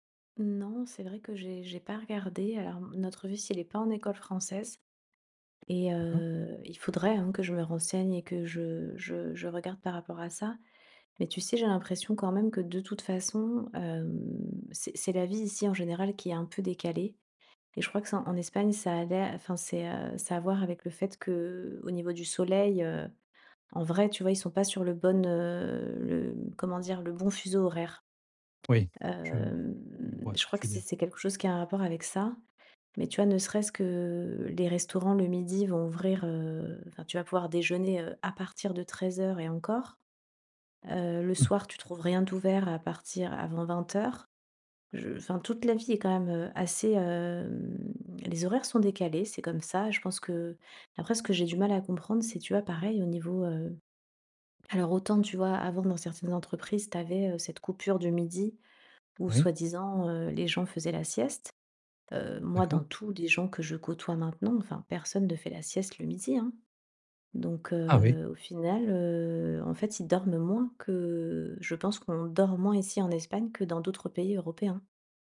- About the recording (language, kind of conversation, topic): French, advice, Comment gères-tu le choc culturel face à des habitudes et à des règles sociales différentes ?
- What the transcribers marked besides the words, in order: tapping